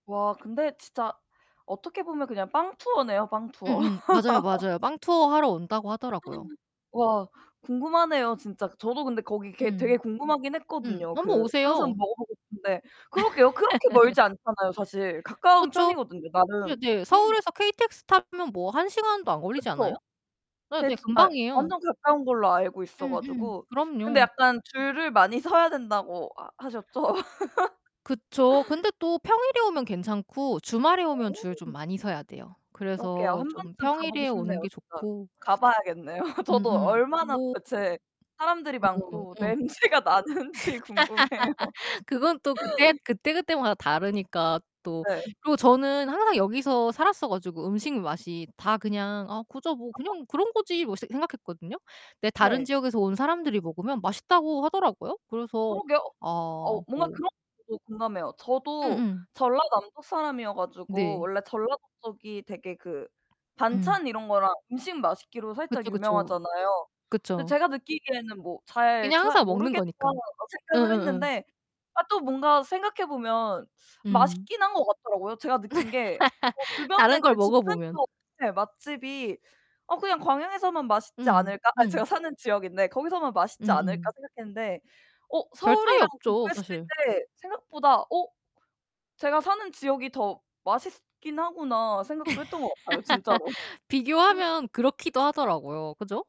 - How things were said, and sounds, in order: tapping; other background noise; laugh; distorted speech; laugh; gasp; laughing while speaking: "서야"; laughing while speaking: "하 하셨죠?"; laugh; laugh; laughing while speaking: "냄새가 나는지 궁금해요"; unintelligible speech; static; unintelligible speech; laugh; laugh
- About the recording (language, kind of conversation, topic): Korean, unstructured, 우리 동네에서 가장 개선이 필요한 점은 무엇인가요?